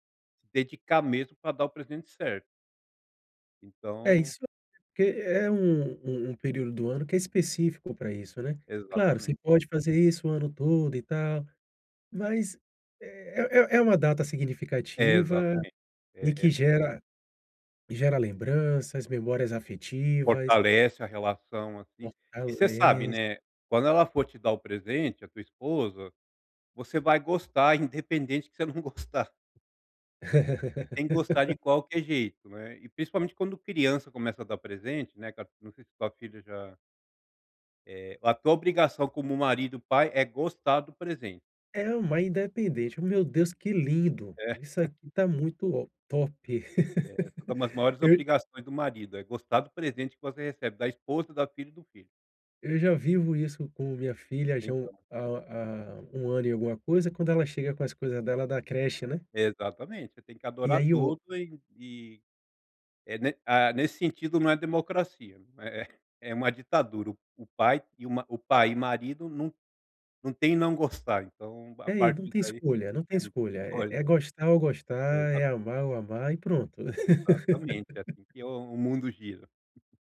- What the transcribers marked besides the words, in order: laughing while speaking: "que você não gostar"; laugh; tapping; chuckle; unintelligible speech
- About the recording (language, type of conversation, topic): Portuguese, advice, Como posso encontrar um presente bom e adequado para alguém?